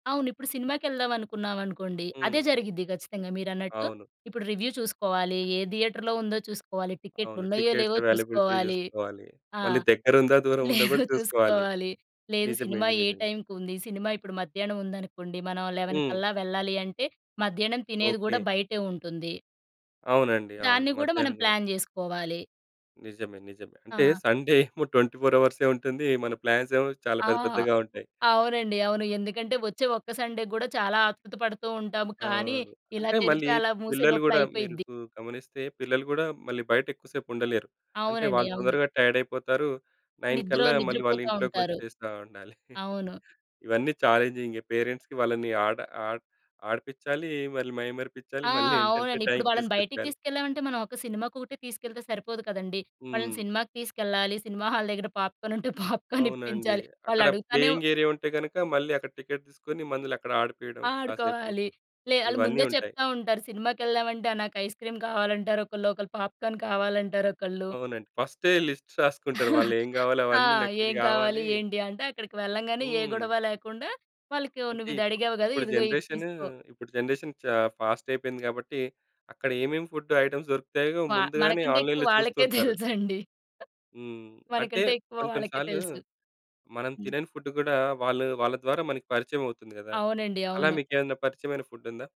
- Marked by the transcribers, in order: in English: "రివ్యూ"; in English: "థియేటర్‌లో"; in English: "టికెట్స్ ఎవైలబిలిటీ"; chuckle; in English: "లెవెన్"; other background noise; in English: "ప్లాన్"; in English: "సండే"; giggle; in English: "ట్వెంటీ ఫోర్"; in English: "సండే"; in English: "నైన్"; chuckle; in English: "పేరెంట్స్‌కి"; in English: "హాల్"; in English: "పాప్‌కార్న్"; in English: "పాప్‌కార్న్"; chuckle; in English: "టికెట్"; in English: "పాప్‌కార్న్"; in English: "లిస్ట్స్"; chuckle; tapping; in English: "ఐటెమ్స్"; in English: "ఆన్‌లైన్‌లో"; chuckle; other noise
- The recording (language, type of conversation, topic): Telugu, podcast, భోజనం సమయంలో కుటుంబ సభ్యులు ఫోన్ చూస్తూ ఉండే అలవాటును మీరు ఎలా తగ్గిస్తారు?